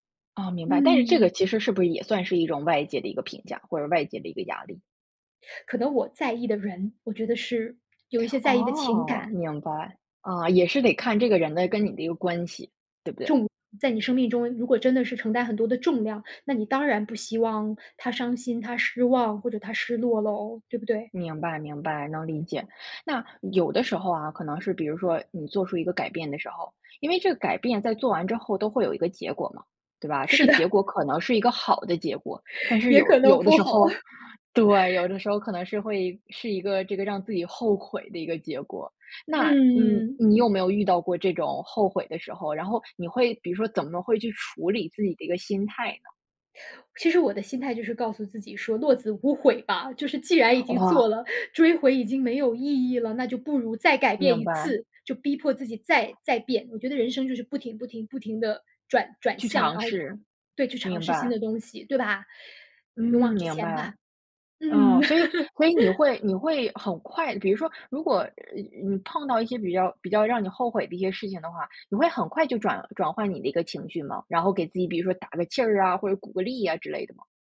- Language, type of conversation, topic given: Chinese, podcast, 什么事情会让你觉得自己必须改变？
- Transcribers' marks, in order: other background noise; laughing while speaking: "是的"; laughing while speaking: "也可能不好"; chuckle; stressed: "无悔吧"; laughing while speaking: "既然已经做了"; laugh